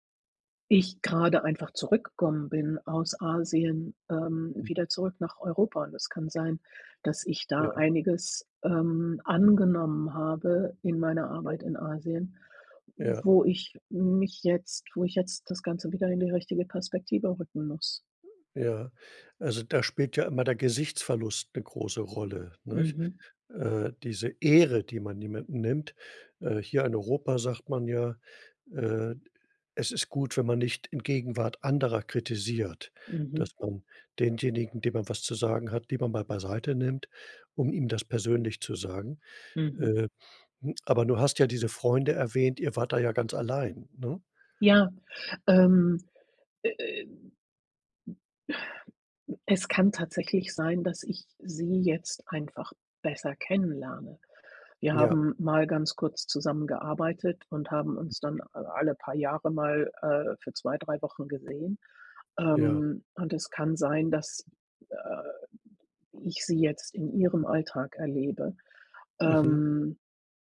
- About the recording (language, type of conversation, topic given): German, advice, Wie gehst du damit um, wenn du wiederholt Kritik an deiner Persönlichkeit bekommst und deshalb an dir zweifelst?
- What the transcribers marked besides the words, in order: other noise; exhale; unintelligible speech